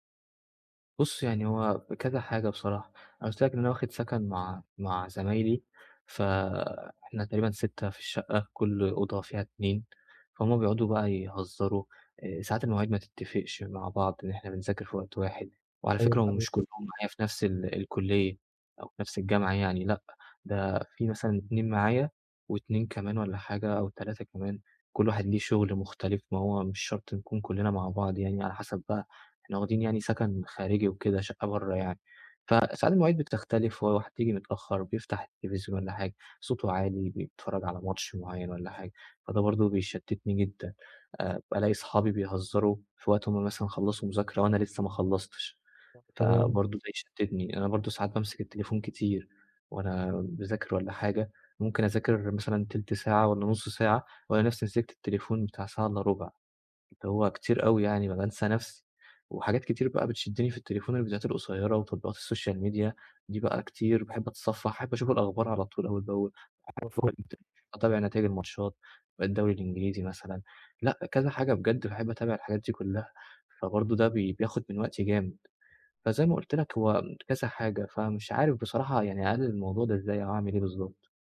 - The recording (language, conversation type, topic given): Arabic, advice, إزاي أتعامل مع التشتت الذهني اللي بيتكرر خلال يومي؟
- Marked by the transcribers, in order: tapping; unintelligible speech; in English: "السوشيال ميديا"; unintelligible speech